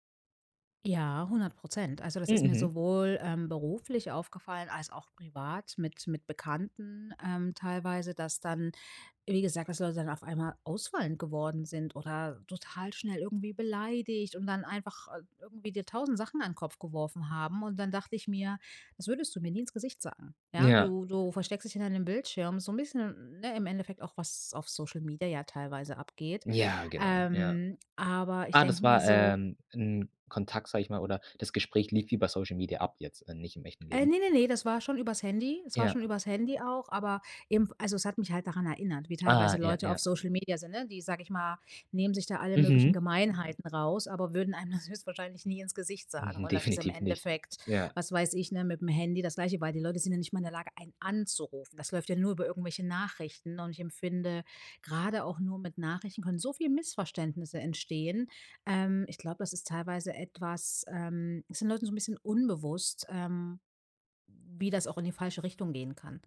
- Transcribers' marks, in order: stressed: "anzurufen"; stressed: "Nachrichten"; stressed: "unbewusst"
- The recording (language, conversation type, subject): German, podcast, Wie regelt ihr die Handynutzung beim Abendessen?